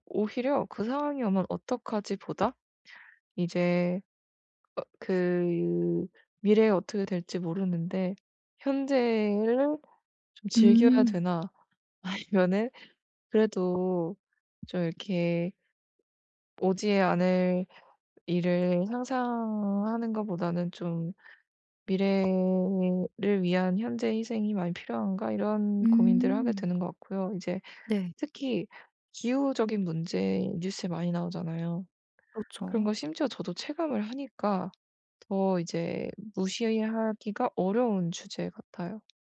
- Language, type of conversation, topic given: Korean, advice, 정보 과부하와 불확실성에 대한 걱정
- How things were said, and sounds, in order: tapping; other background noise; laughing while speaking: "아니면은"